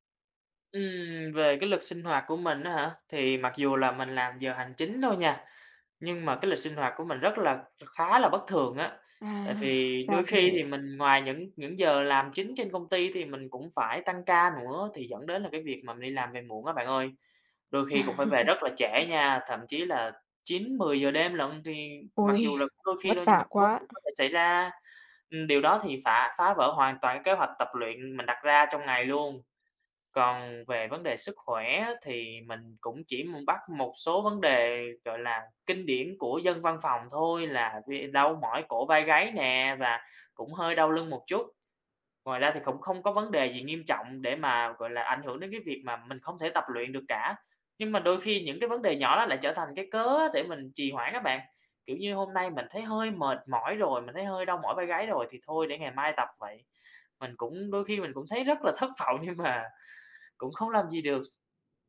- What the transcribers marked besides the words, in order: tapping; laugh; other noise; unintelligible speech; other background noise
- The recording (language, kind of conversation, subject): Vietnamese, advice, Vì sao bạn khó duy trì thói quen tập thể dục dù đã cố gắng nhiều lần?